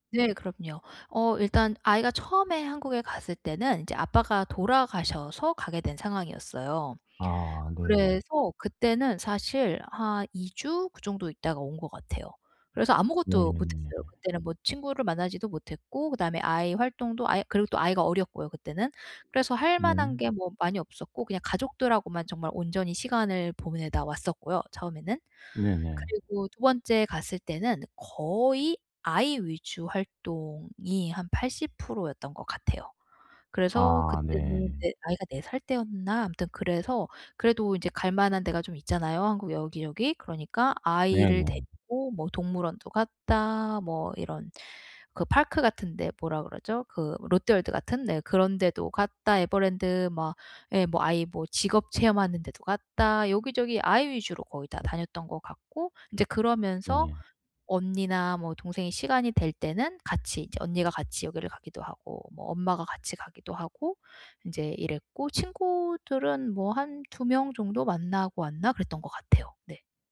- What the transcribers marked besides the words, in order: tapping; put-on voice: "park"; in English: "park"; other background noise
- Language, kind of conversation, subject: Korean, advice, 짧은 휴가 기간을 최대한 효율적이고 알차게 보내려면 어떻게 계획하면 좋을까요?